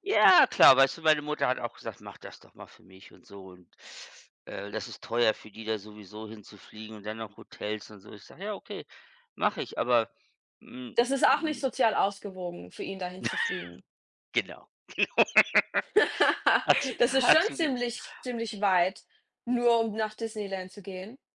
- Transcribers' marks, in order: snort; laugh; joyful: "Ach so, hast du g"; laugh
- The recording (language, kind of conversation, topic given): German, unstructured, Findest du, dass man Familienmitgliedern immer eine zweite Chance geben sollte?